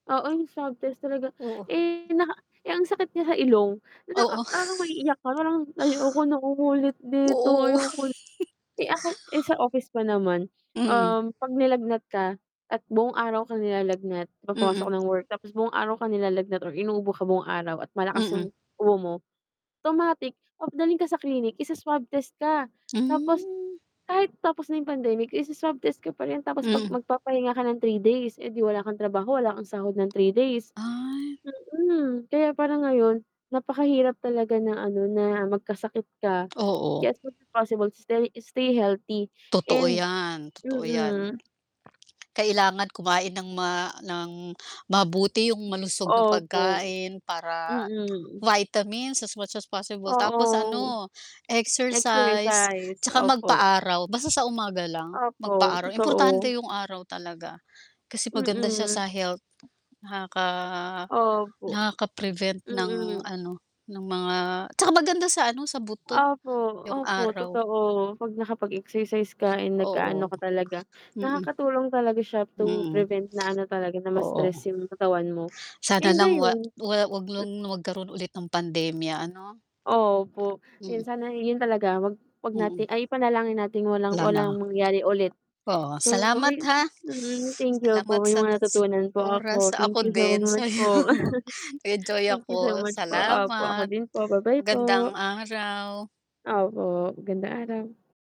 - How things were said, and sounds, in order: mechanical hum; distorted speech; chuckle; other background noise; chuckle; tapping; tongue click; tongue click; in English: "as much as posibble, stay stay healthy and"; swallow; in English: "vitamins as much as possible"; swallow; laugh; chuckle; wind
- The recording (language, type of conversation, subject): Filipino, unstructured, Ano ang palagay mo sa naging epekto ng pandemya sa buhay ng mga tao?